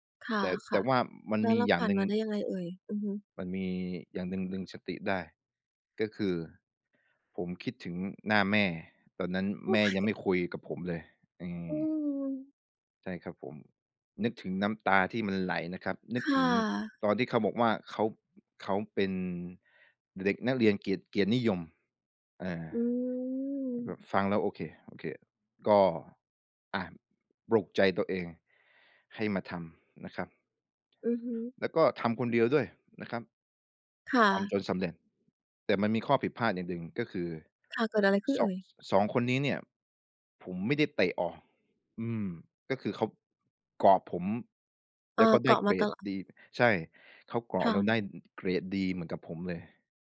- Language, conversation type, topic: Thai, podcast, มีเคล็ดลับอะไรบ้างที่ช่วยให้เรากล้าล้มแล้วลุกขึ้นมาลองใหม่ได้อีกครั้ง?
- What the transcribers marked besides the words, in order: laughing while speaking: "โอ๊ย !"; drawn out: "อืม"